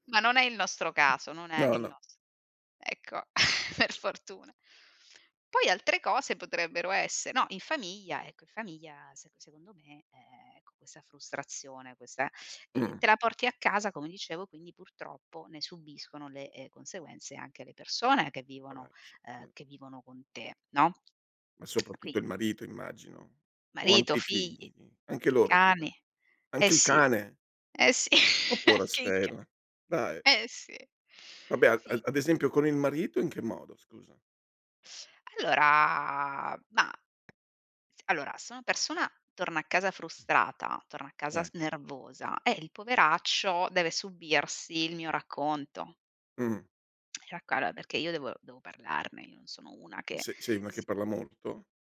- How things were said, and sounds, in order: other background noise; chuckle; tongue click; unintelligible speech; laughing while speaking: "sì"; tapping
- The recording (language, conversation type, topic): Italian, podcast, Quali segnali ti fanno capire che stai per arrivare al burnout sul lavoro?